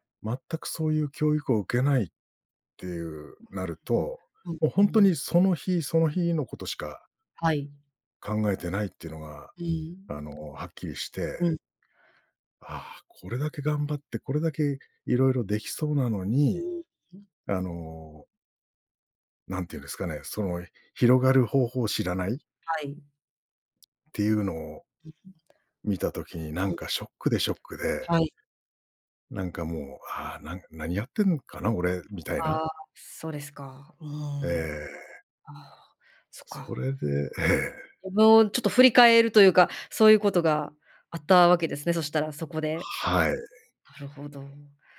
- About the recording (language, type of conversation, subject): Japanese, podcast, 旅をきっかけに人生観が変わった場所はありますか？
- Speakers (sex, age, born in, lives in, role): female, 35-39, Japan, Japan, host; male, 45-49, Japan, Japan, guest
- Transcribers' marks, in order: unintelligible speech